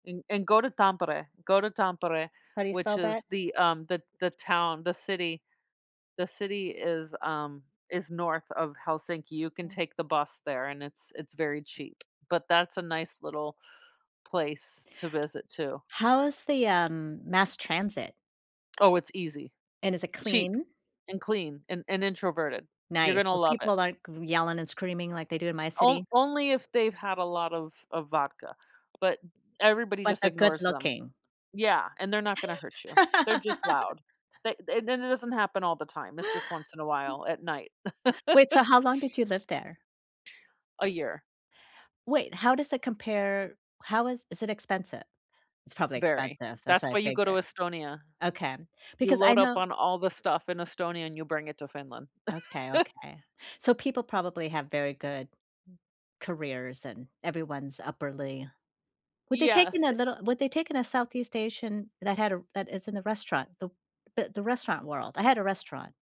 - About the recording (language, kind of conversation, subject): English, unstructured, How do you handle unwritten rules in public spaces so everyone feels comfortable?
- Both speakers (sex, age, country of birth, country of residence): female, 40-44, United States, United States; female, 55-59, Vietnam, United States
- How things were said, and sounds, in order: put-on voice: "Tampere"; put-on voice: "Tampere"; other background noise; tapping; laugh; laugh; chuckle; "upwardly" said as "upperly"